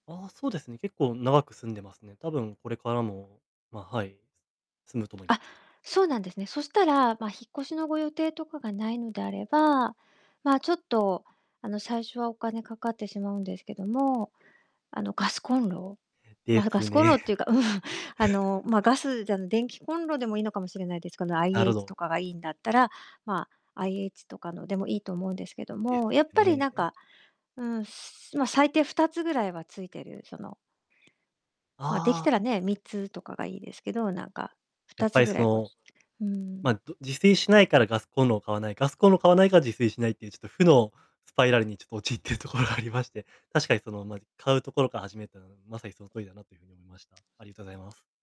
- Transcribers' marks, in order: distorted speech; laughing while speaking: "うん"; laughing while speaking: "ですね"; laugh; laughing while speaking: "陥ってるところが"
- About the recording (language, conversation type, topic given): Japanese, advice, 食費を抑えつつ、健康的に食べるにはどうすればよいですか？